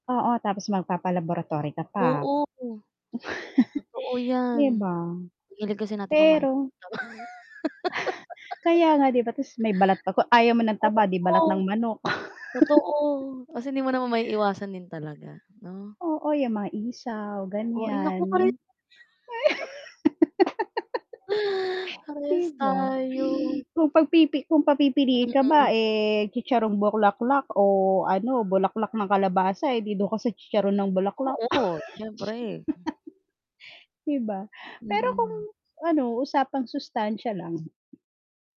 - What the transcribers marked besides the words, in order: distorted speech; chuckle; scoff; laugh; dog barking; chuckle; static; laugh; tapping; gasp; chuckle; inhale; wind; "bulaklak" said as "buklaklak"; chuckle; swallow
- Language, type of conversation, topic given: Filipino, unstructured, Ano ang paborito mong gawin upang manatiling malusog?